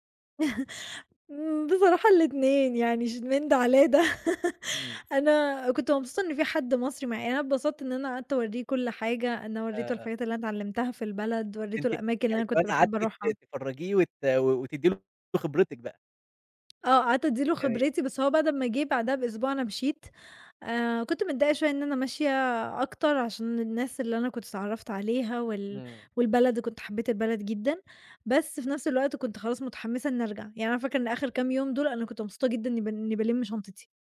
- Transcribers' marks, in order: chuckle; laughing while speaking: "إمم، بصراحة الاتنين يعني ش من ده على ده. أنا"; laugh; tapping
- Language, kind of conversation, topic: Arabic, podcast, احكيلي عن مغامرة سفر ما هتنساها أبدًا؟